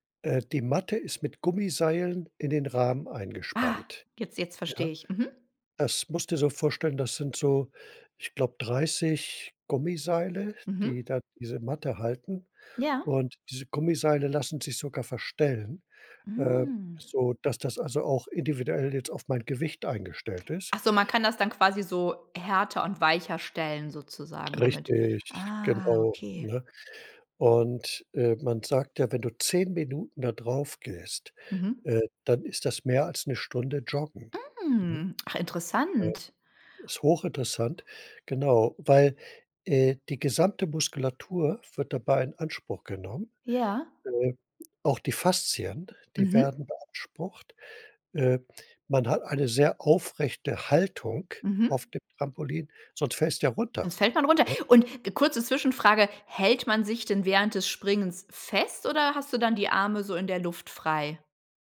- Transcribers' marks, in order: drawn out: "Ja"; stressed: "Richtig"
- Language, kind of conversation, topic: German, podcast, Wie trainierst du, wenn du nur 20 Minuten Zeit hast?